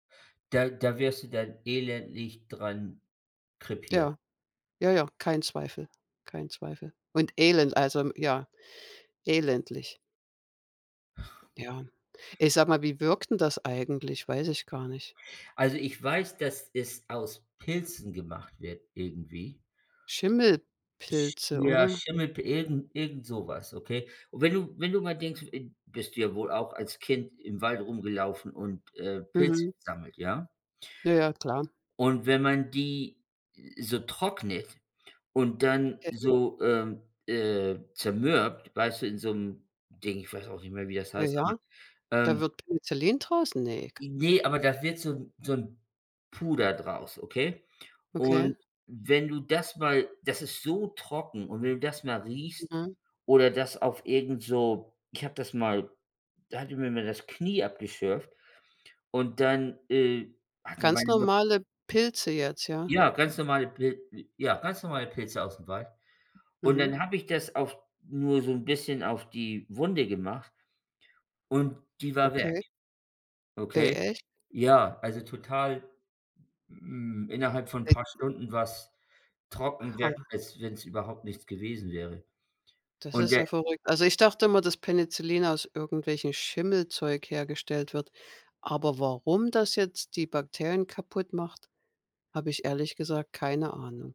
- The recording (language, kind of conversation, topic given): German, unstructured, Warum war die Entdeckung des Penicillins so wichtig?
- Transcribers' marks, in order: "elendig" said as "elendlich"; unintelligible speech; unintelligible speech